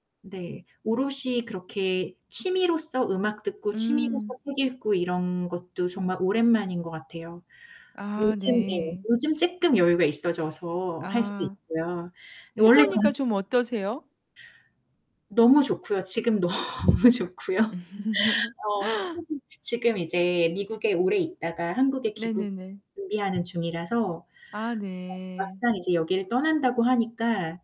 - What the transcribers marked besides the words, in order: distorted speech; background speech; laughing while speaking: "너무 좋고요"; laugh
- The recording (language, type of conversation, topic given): Korean, unstructured, 취미를 시작할 때 가장 중요한 것은 무엇일까요?